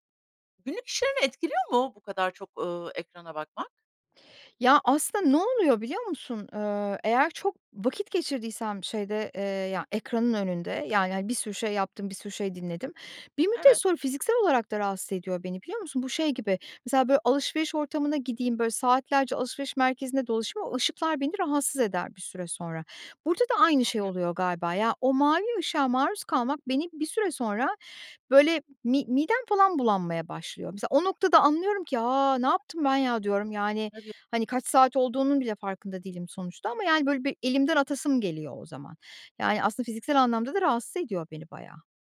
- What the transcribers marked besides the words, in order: tapping; other background noise
- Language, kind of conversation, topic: Turkish, advice, Telefon ve sosyal medya sürekli dikkat dağıtıyor